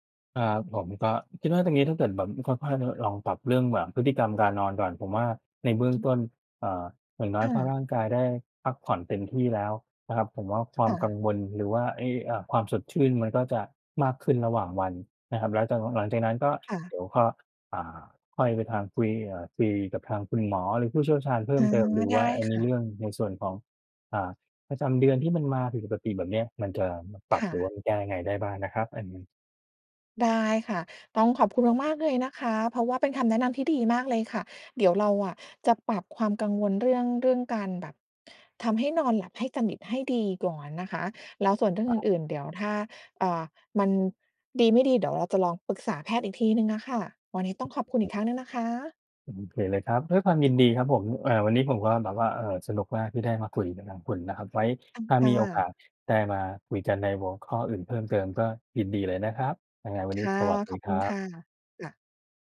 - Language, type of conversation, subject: Thai, advice, ทำไมฉันถึงวิตกกังวลเรื่องสุขภาพทั้งที่ไม่มีสาเหตุชัดเจน?
- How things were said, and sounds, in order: other noise; tapping; other background noise